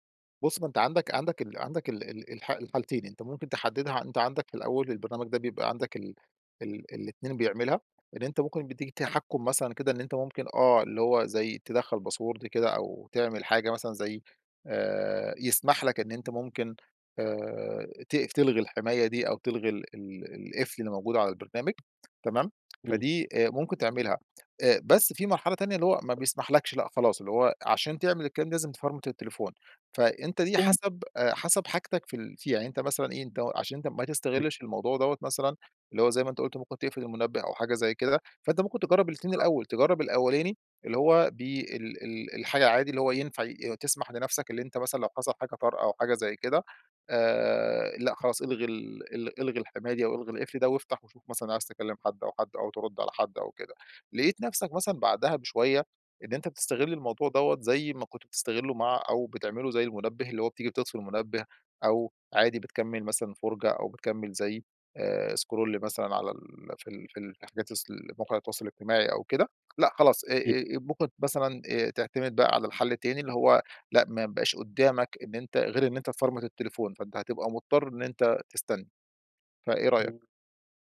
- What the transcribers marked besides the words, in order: unintelligible speech; in English: "باسورد"; in English: "تفرمت"; in English: "سكرول"; tapping; other noise; in English: "تفرمت"
- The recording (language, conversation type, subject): Arabic, advice, ازاي أقدر أركز لما إشعارات الموبايل بتشتتني؟